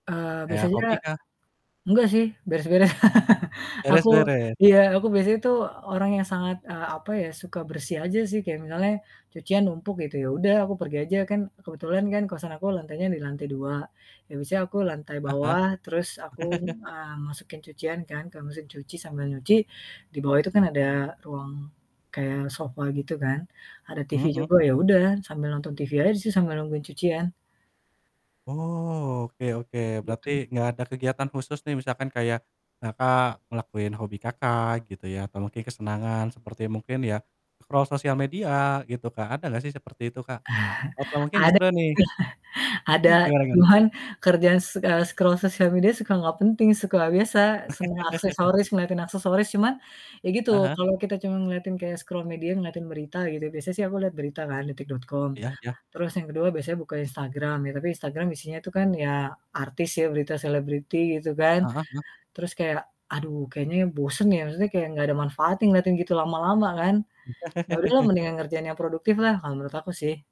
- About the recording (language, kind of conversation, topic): Indonesian, podcast, Bagaimana kamu menciptakan suasana tenang di rumah setelah pulang kerja?
- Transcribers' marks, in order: static; laugh; chuckle; in English: "scroll"; chuckle; distorted speech; laughing while speaking: "Ada"; laughing while speaking: "cuman"; in English: "scroll"; chuckle; in English: "scroll"; chuckle